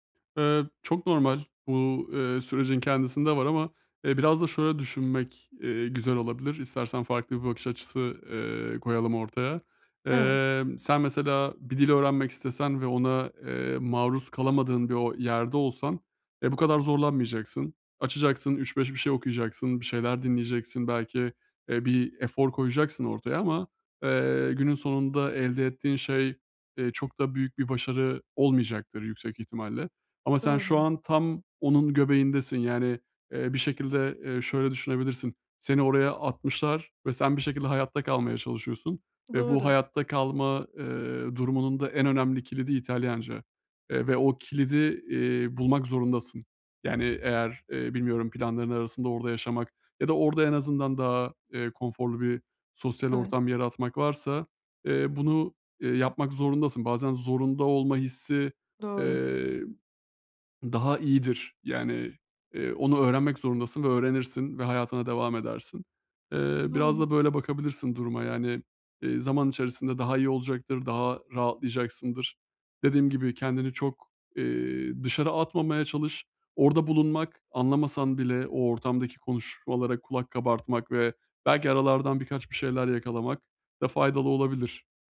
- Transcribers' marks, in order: other background noise; unintelligible speech
- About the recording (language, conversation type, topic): Turkish, advice, Sosyal ortamlarda kendimi daha rahat hissetmek için ne yapabilirim?